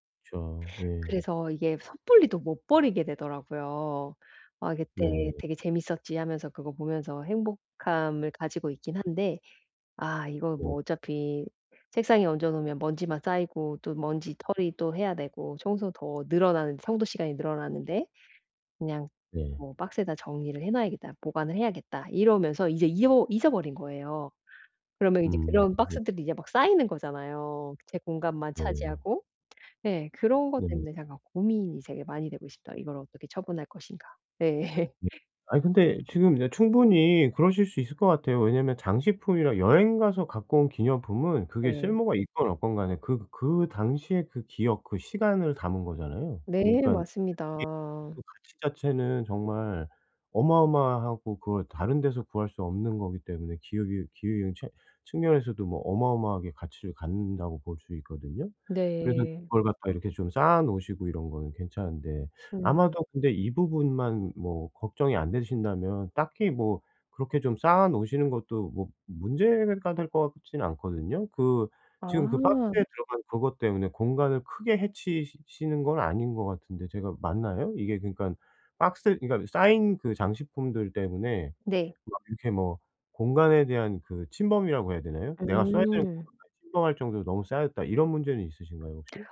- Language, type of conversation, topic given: Korean, advice, 물건을 줄이고 경험에 더 집중하려면 어떻게 하면 좋을까요?
- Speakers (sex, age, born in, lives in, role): female, 45-49, South Korea, United States, user; male, 45-49, South Korea, South Korea, advisor
- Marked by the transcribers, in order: unintelligible speech; tapping; "있습니다" said as "있습다"; laugh; other background noise; unintelligible speech